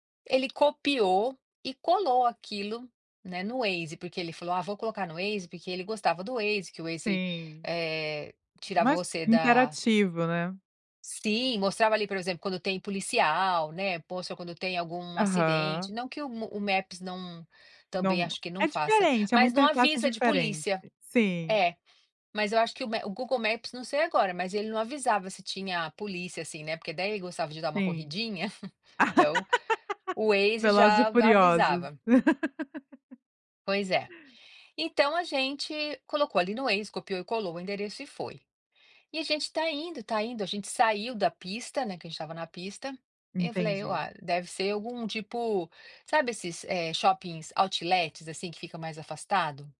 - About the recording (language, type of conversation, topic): Portuguese, podcast, Você já usou a tecnologia e ela te salvou — ou te traiu — quando você estava perdido?
- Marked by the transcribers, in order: tapping; laugh; laugh